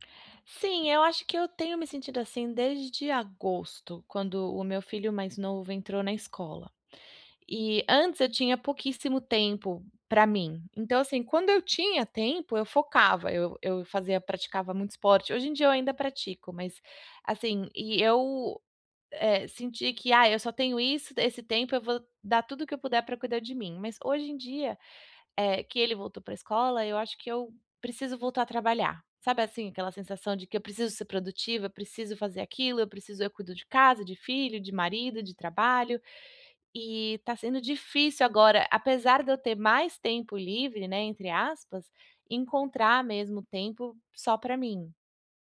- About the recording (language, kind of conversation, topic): Portuguese, advice, Por que me sinto culpado ao tirar um tempo para lazer?
- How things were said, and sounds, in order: none